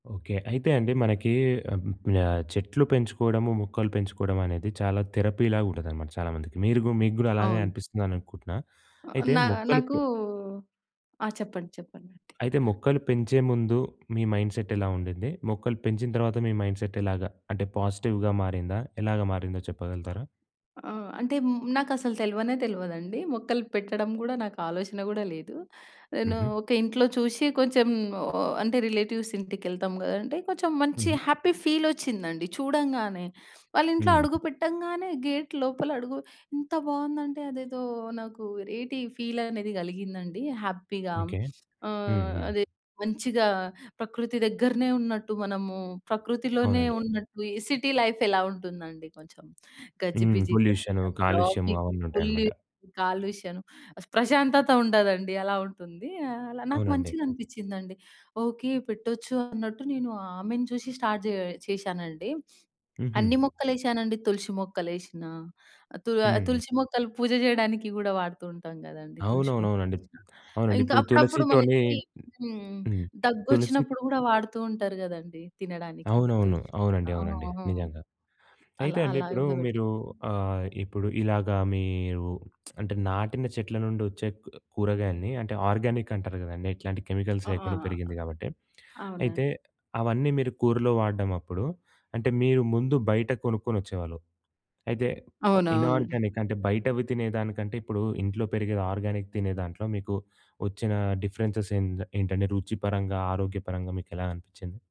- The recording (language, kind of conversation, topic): Telugu, podcast, మీ ఇంట్లో మొక్కలు పెంచడం వల్ల మీ రోజువారీ జీవితం ఎలా మారింది?
- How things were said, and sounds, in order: in English: "థెరపీ‌లాగా"; other background noise; in English: "మైండ్‌సెట్"; in English: "మైండ్‌సెట్"; in English: "పాజిటివ్‌గా"; in English: "రిలేటివ్స్"; in English: "హ్యాపీ ఫీల్"; in English: "గేట్"; in English: "హ్యాపీగా"; in English: "సిటీ లైఫ్"; in English: "ట్రాఫిక్, ఫుల్"; in English: "స్టార్ట్"; lip smack; tapping; lip smack; in English: "ఆర్గానిక్"; in English: "కెమికల్స్"; in English: "ఇనార్గానిక్"; in English: "ఆర్గానిక్"; in English: "డిఫరెన్సెస్"